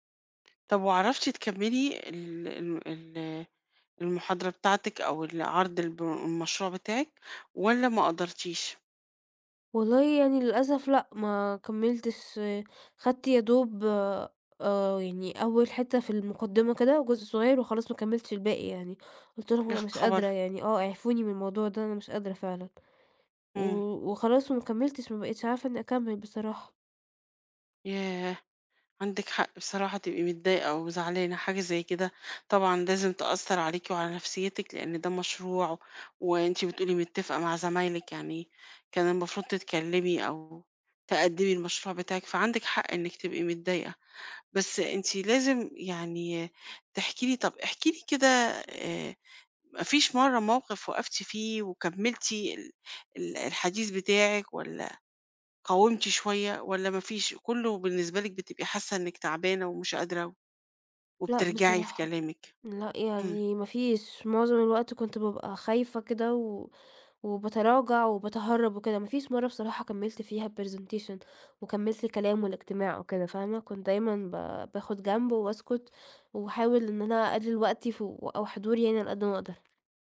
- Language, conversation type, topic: Arabic, advice, إزاي أتغلب على خوفي من الكلام قدّام الناس في الشغل أو في الاجتماعات؟
- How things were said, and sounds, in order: tapping; in English: "الpresentation"